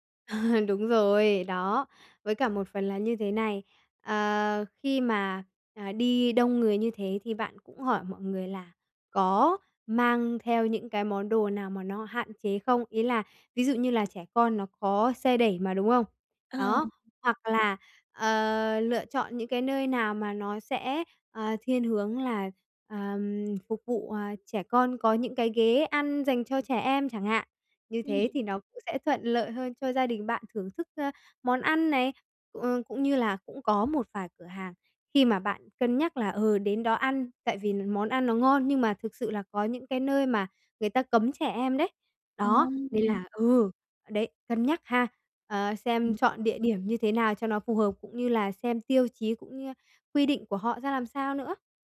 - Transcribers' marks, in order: laugh; tapping
- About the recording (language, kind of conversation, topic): Vietnamese, advice, Làm sao để bớt lo lắng khi đi du lịch xa?